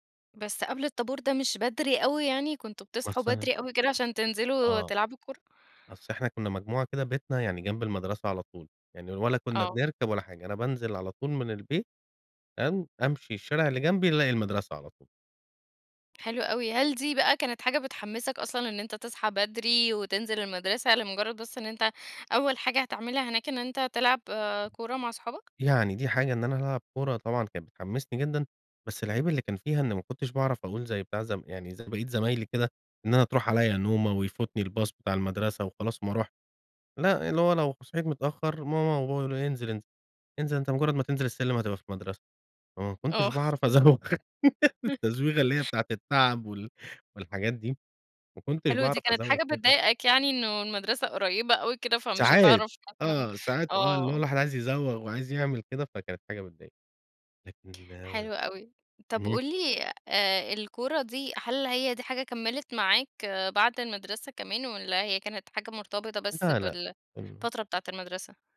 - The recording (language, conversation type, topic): Arabic, podcast, إيه هي الأغنية اللي بتفكّرك بذكريات المدرسة؟
- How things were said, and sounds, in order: other background noise; laughing while speaking: "أزوغ التزويغة اللي هي بتاعة التعب"; chuckle; tapping